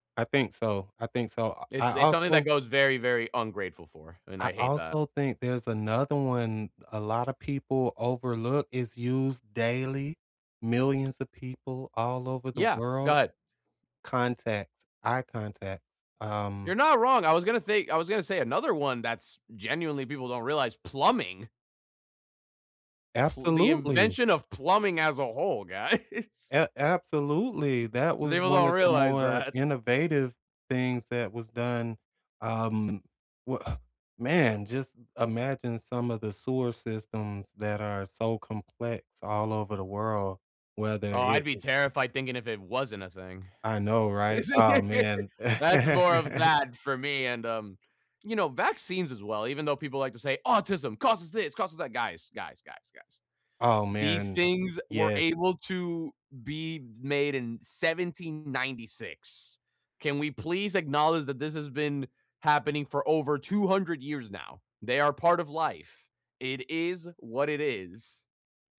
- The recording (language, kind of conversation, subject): English, unstructured, What invention do you think has changed the world the most?
- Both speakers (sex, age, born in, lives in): male, 20-24, Venezuela, United States; male, 45-49, United States, United States
- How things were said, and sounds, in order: tapping; stressed: "plumbing"; laughing while speaking: "guys"; laughing while speaking: "that"; other background noise; scoff; laugh; put-on voice: "Autism causes 'this', causes 'that'"